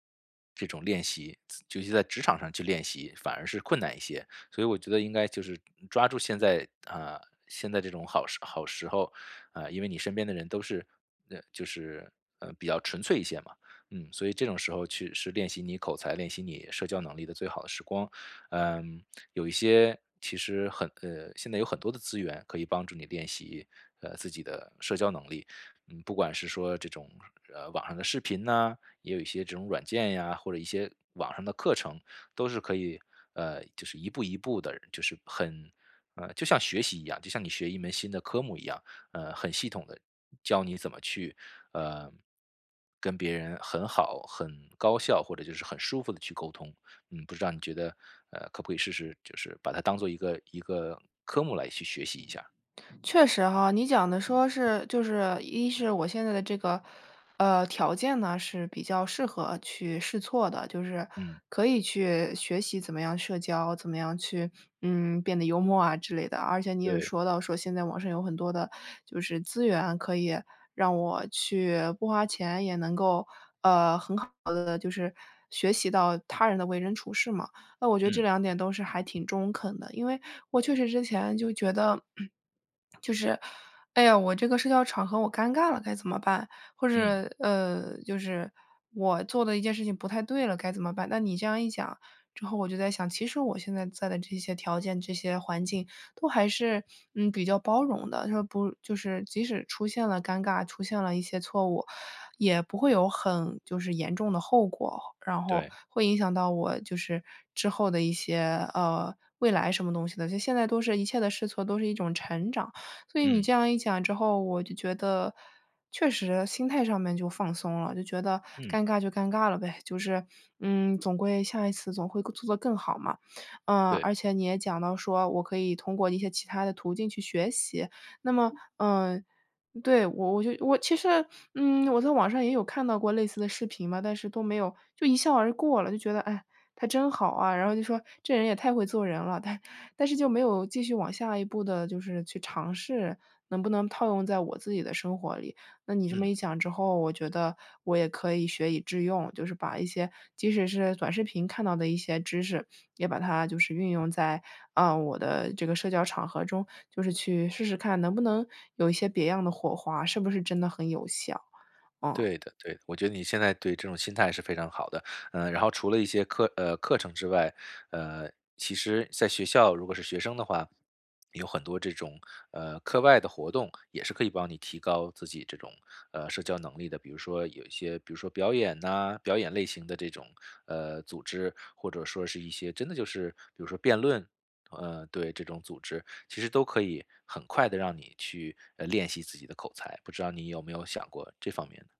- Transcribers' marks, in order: lip smack; throat clearing; other background noise; laughing while speaking: "但"; swallow
- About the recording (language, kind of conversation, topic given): Chinese, advice, 社交场合出现尴尬时我该怎么做？